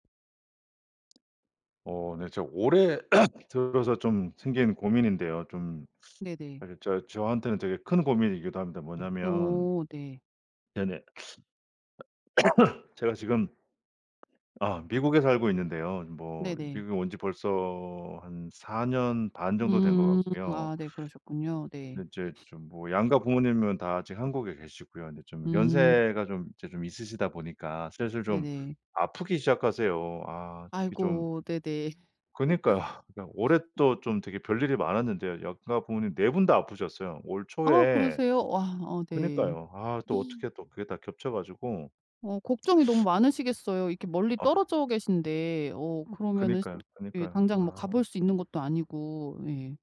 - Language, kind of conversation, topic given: Korean, advice, 부모님의 건강이 악화되면서 돌봄 책임이 어떻게 될지 불확실한데, 어떻게 대비해야 할까요?
- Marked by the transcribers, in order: tapping; cough; other background noise; cough; laugh